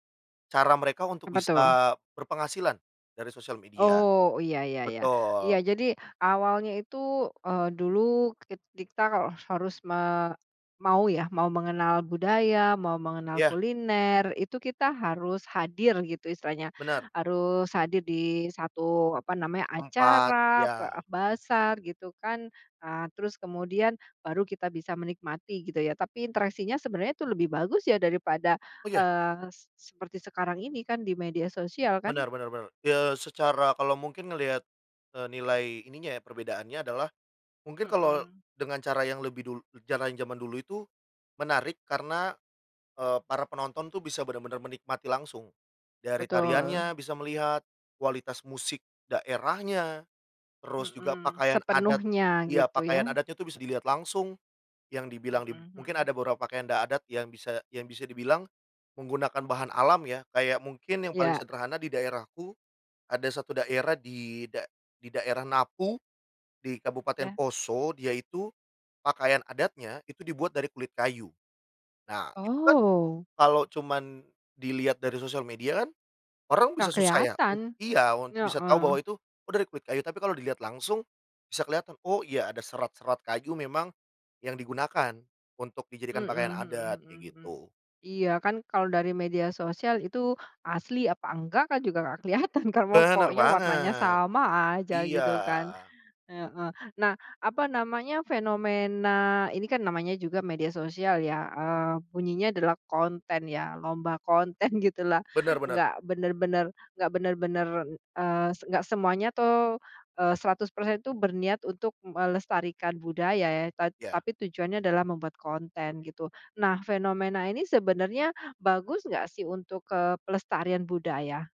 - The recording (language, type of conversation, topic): Indonesian, podcast, Bagaimana media sosial mengubah cara kita menampilkan budaya?
- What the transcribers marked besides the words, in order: other background noise; other noise; laughing while speaking: "kelihatan kan"; laughing while speaking: "konten"